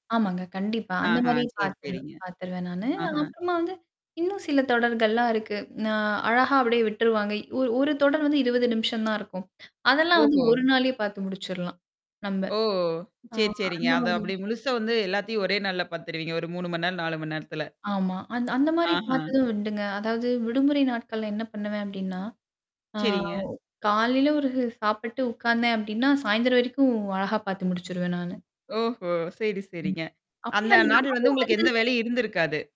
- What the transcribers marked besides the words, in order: static; distorted speech; other background noise; tapping; "நாள்ல" said as "நாடல"
- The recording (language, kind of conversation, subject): Tamil, podcast, நீண்ட தொடரை தொடர்ந்து பார்த்தால் உங்கள் மனநிலை எப்படி மாறுகிறது?